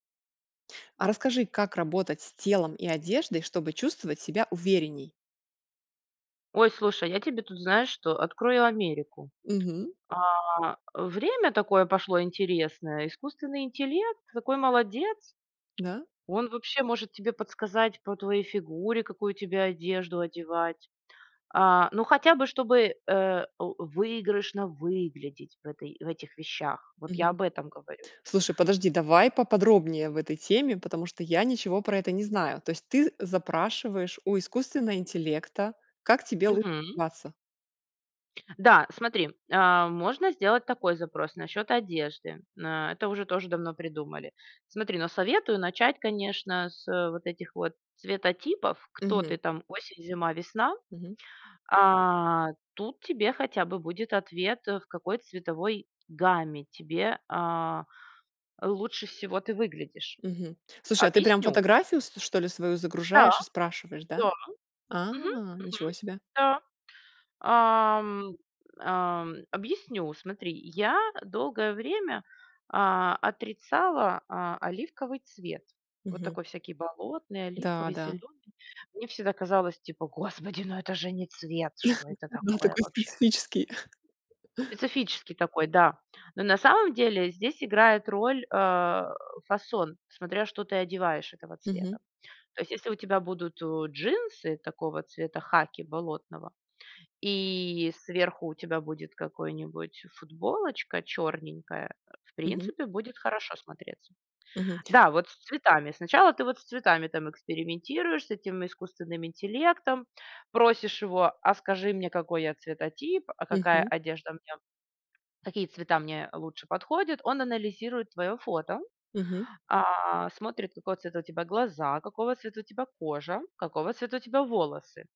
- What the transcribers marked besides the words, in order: tapping; other noise; put-on voice: "Господи, ну это же не цвет, что это такое вообще?"; laugh; laugh; other background noise; chuckle
- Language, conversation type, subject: Russian, podcast, Как работать с телом и одеждой, чтобы чувствовать себя увереннее?